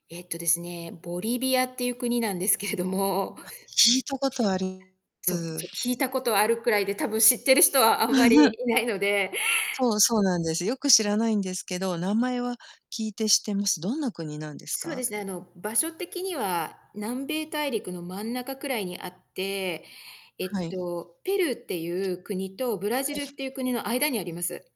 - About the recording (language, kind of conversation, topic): Japanese, podcast, 旅を通して学んだいちばん大きなことは何ですか？
- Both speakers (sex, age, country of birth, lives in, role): female, 55-59, Japan, United States, guest; female, 55-59, Japan, United States, host
- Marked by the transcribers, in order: mechanical hum; laughing while speaking: "なんですけれども"; tapping; distorted speech; other background noise; chuckle